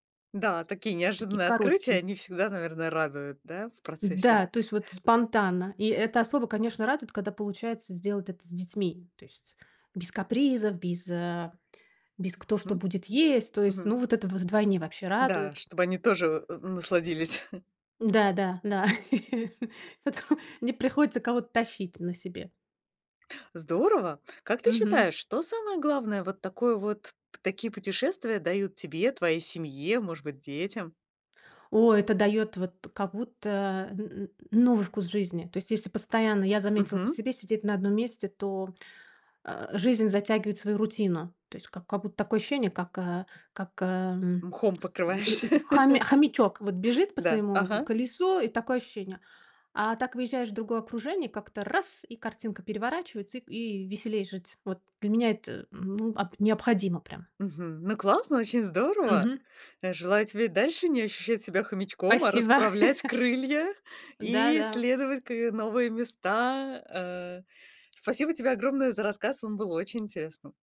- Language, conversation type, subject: Russian, podcast, Что обычно побуждает вас исследовать новые места?
- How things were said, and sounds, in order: tapping; chuckle; laugh; laughing while speaking: "Потом"; laughing while speaking: "покрываешься"; laugh; stressed: "раз"; joyful: "Ну, классно, очень здорово"; chuckle